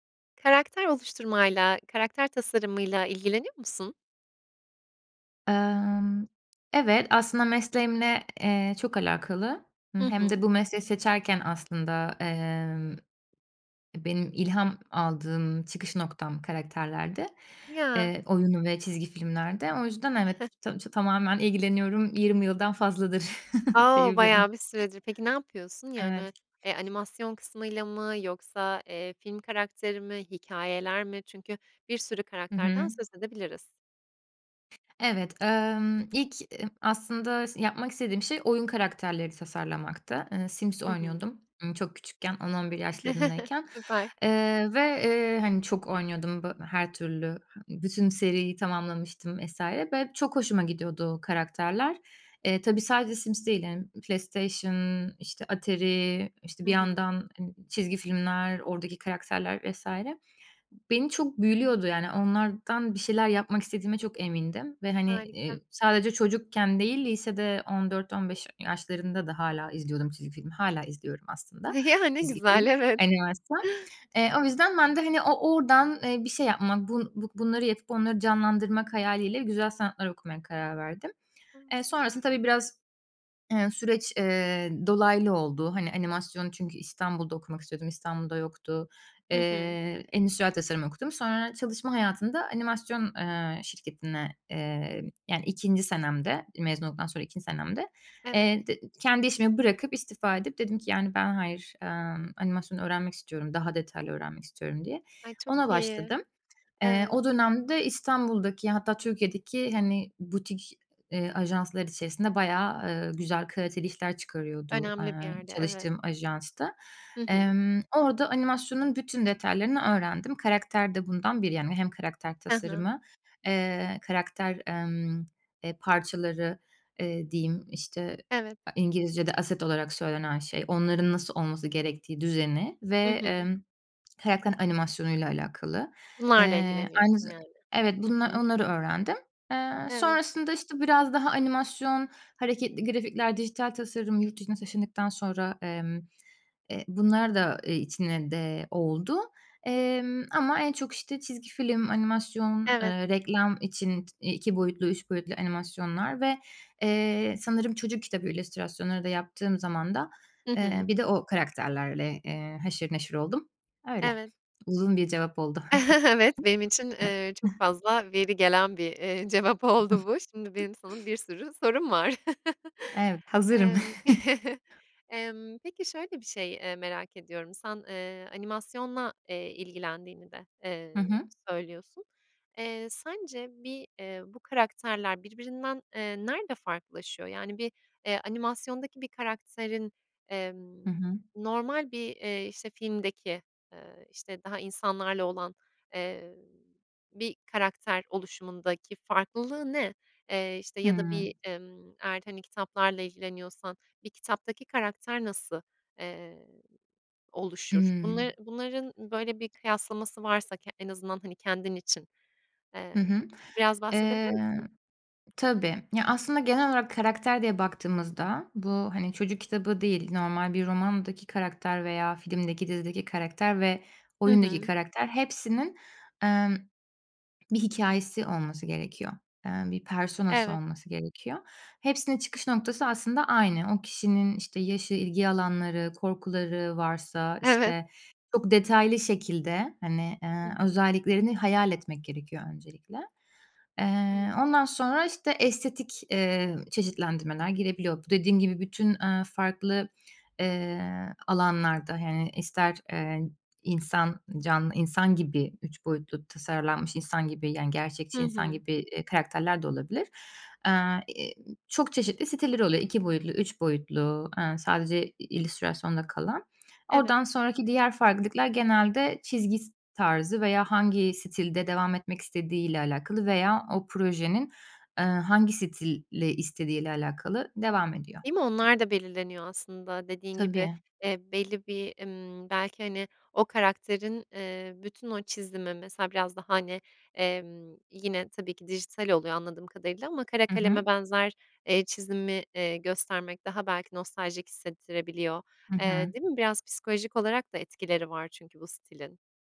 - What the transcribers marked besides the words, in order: chuckle; chuckle; tapping; other background noise; chuckle; laughing while speaking: "Ya, ne güzel. Evet"; unintelligible speech; in English: "asset"; chuckle; chuckle; chuckle; in Latin: "persona'sı"
- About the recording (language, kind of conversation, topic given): Turkish, podcast, Bir karakteri oluştururken nereden başlarsın?